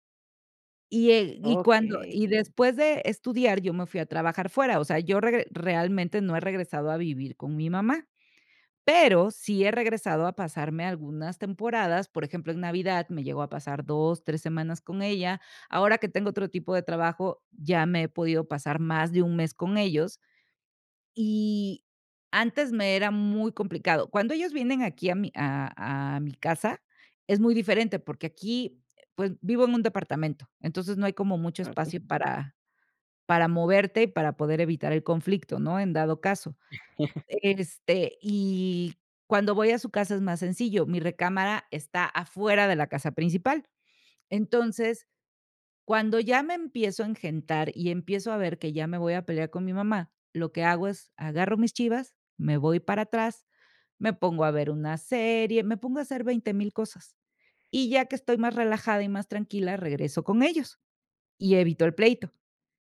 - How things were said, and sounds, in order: chuckle
- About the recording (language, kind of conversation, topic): Spanish, podcast, ¿Cómo puedes reconocer tu parte en un conflicto familiar?